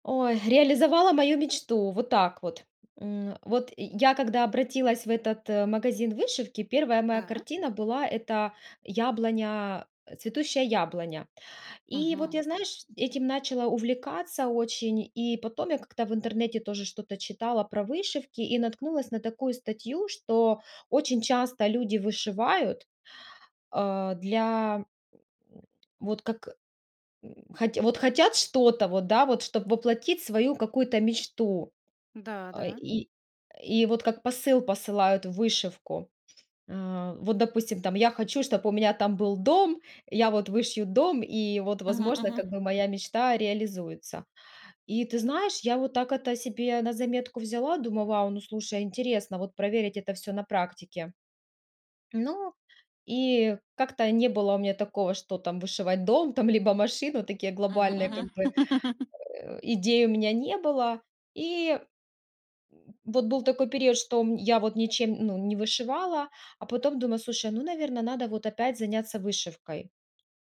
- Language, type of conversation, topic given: Russian, podcast, Есть ли у тебя забавная история, связанная с твоим хобби?
- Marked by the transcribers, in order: laugh